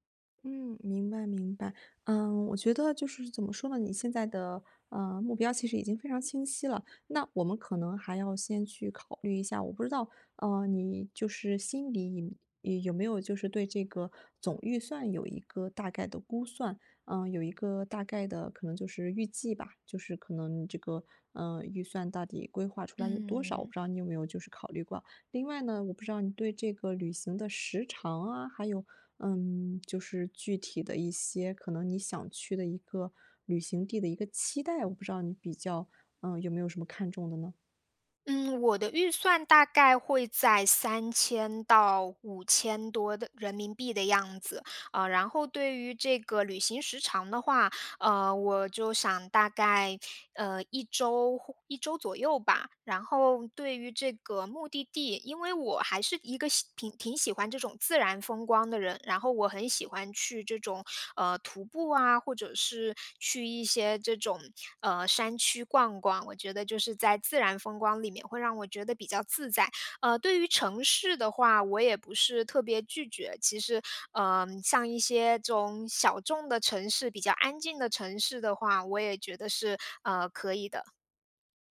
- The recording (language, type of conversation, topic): Chinese, advice, 预算有限时，我该如何选择适合的旅行方式和目的地？
- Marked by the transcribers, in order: none